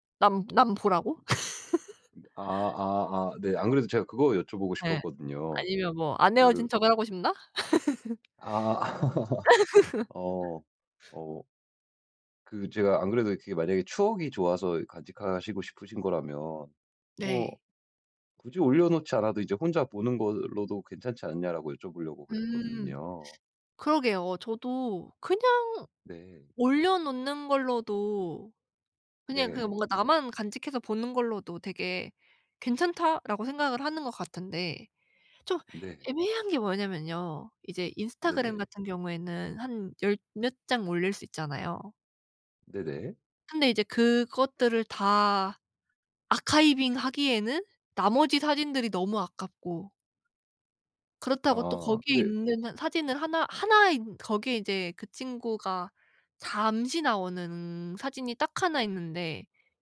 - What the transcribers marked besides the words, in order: tapping; laugh; laugh; laugh; teeth sucking; other background noise
- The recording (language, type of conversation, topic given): Korean, advice, 소셜 미디어에 남아 있는 전 연인의 흔적을 정리하는 게 좋을까요?